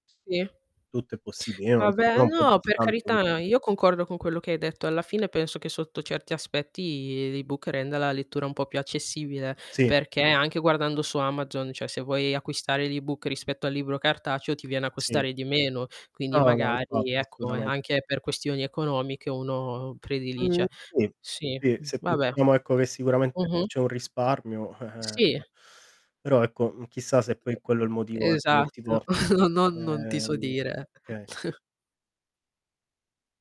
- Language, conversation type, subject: Italian, unstructured, Qual è l’importanza delle attività di scambio di libri per promuovere la lettura e la socializzazione?
- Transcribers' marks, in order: other background noise; static; distorted speech; tapping; chuckle; chuckle